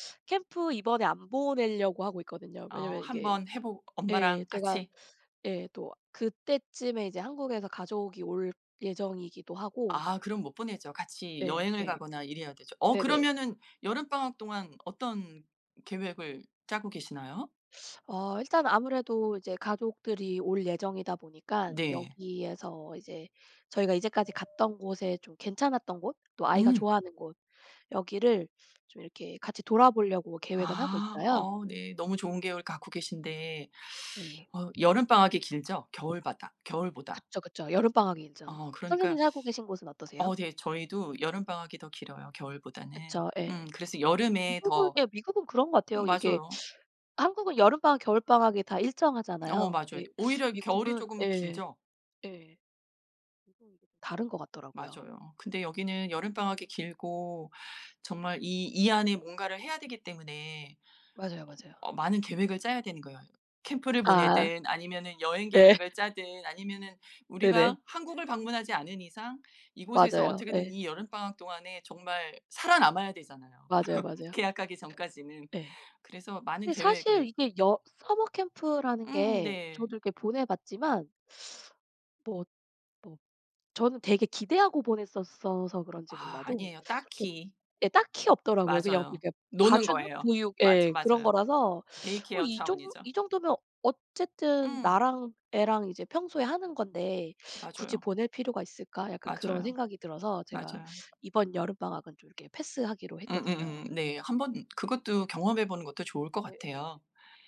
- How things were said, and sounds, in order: teeth sucking; tapping; alarm; laughing while speaking: "예"; laugh; other background noise; in English: "day care"
- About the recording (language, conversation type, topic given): Korean, unstructured, 여름 방학과 겨울 방학 중 어느 방학이 더 기다려지시나요?